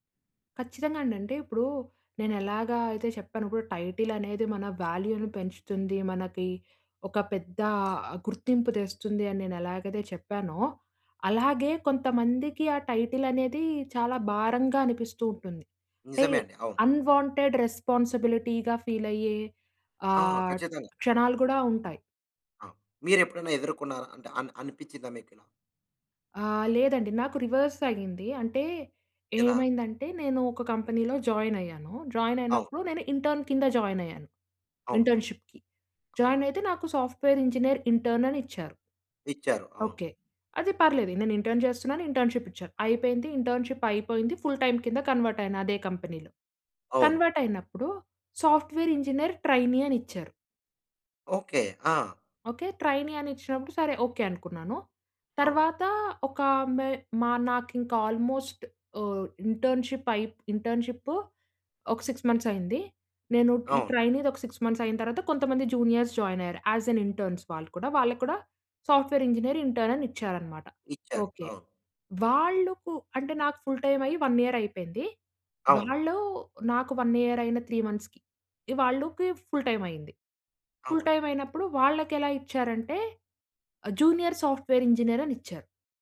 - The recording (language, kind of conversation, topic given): Telugu, podcast, ఉద్యోగ హోదా మీకు ఎంత ప్రాముఖ్యంగా ఉంటుంది?
- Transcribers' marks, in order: in English: "టైటిల్"; in English: "వాల్యూను"; other background noise; in English: "టైటిల్"; in English: "అన్‌వాంటెడ్ రెస్పాన్సిబిలిటీగా"; in English: "రివర్స్"; in English: "కంపెనీలో"; in English: "ఇంటర్న్"; in English: "ఇంటర్న్‌షిప్‌కి"; in English: "సాఫ్ట్‌వేర్"; in English: "ఇంటర్న్"; in English: "ఇంటర్న్‌షిప్"; in English: "ఇంటర్న్‌షీ‌ప్"; in English: "ఫుల్ టైమ్"; in English: "కన్వర్ట్"; in English: "కంపెనీలో. కన్వర్ట్"; in English: "సాఫ్ట్‌వేర్ ఇంజినీర్ ట్రైనీ"; in English: "ట్రైనీ"; in English: "ఆల్‌మోస్ట్"; in English: "ఇంటర్న్‌షిప్"; in English: "సిక్స్ మంత్స్"; in English: "ట్రైనీది"; in English: "సిక్స్ మంత్స్"; in English: "జూనియర్స్ జాయిన్"; in English: "యాస్ ఎన్ ఇంటర్న్స్"; in English: "సాఫ్ట్‌వేర్ ఇంజినీర్ ఇంటర్న్"; in English: "ఫుల్ టైమ్"; in English: "వన్ ఇయర్"; in English: "వన్ ఇయర్"; in English: "త్రీ మంత్స్‌కి"; in English: "ఫుల్ టైమ్"; in English: "ఫుల్ టైమ్"; in English: "జూనియర్ సాఫ్ట్‌వేర్ ఇంజినీర్"